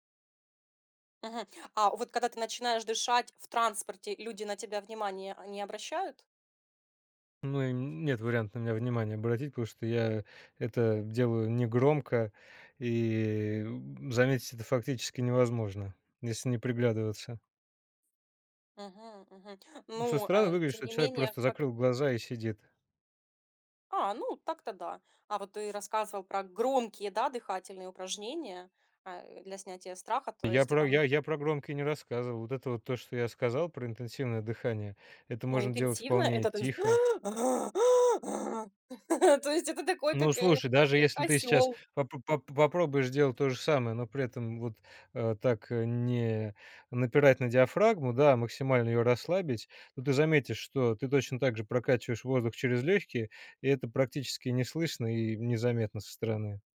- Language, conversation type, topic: Russian, podcast, Какие дыхательные техники вы пробовали и что у вас лучше всего работает?
- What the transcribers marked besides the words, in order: other background noise; inhale; exhale; inhale; exhale; laugh